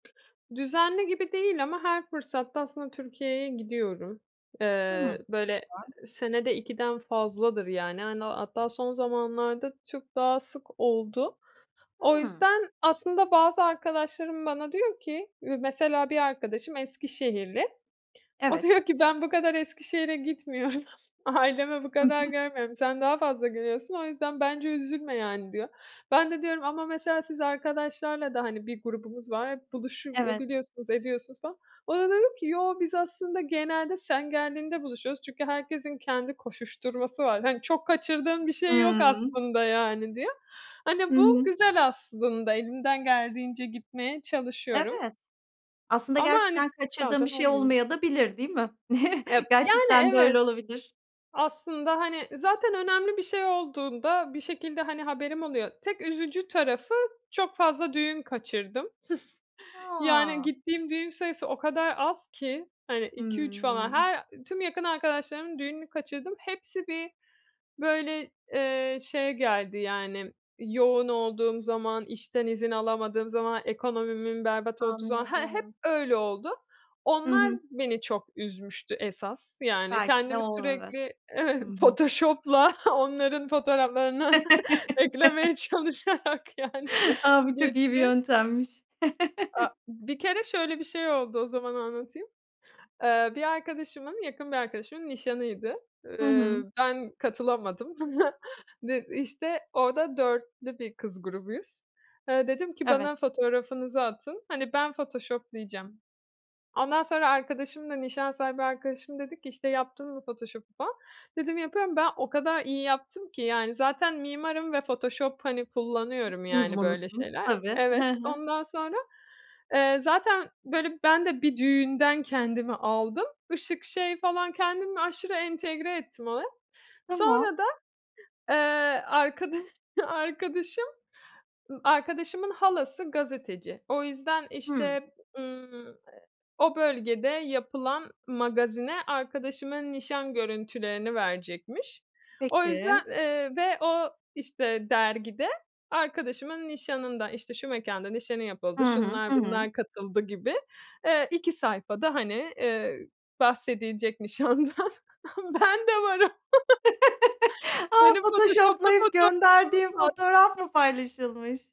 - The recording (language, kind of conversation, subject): Turkish, podcast, Kendini ne burada ne de orada hissedince ne yaparsın?
- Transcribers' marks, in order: other background noise; unintelligible speech; laughing while speaking: "gitmiyorum"; chuckle; chuckle; laughing while speaking: "evet. Photoshop'la"; laugh; laughing while speaking: "fotoğraflarına"; laughing while speaking: "çalışarak yani"; chuckle; chuckle; laughing while speaking: "arkadaş"; laughing while speaking: "nişandan ama ben de varım"; chuckle